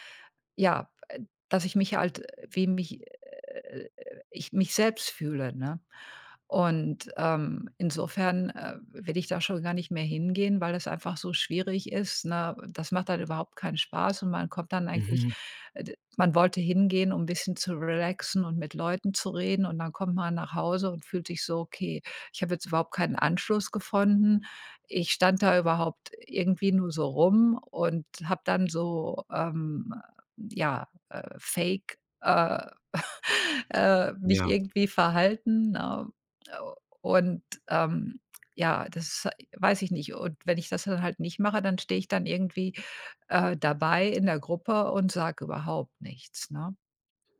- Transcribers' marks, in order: laugh
- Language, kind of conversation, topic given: German, advice, Wie fühlt es sich für dich an, dich in sozialen Situationen zu verstellen?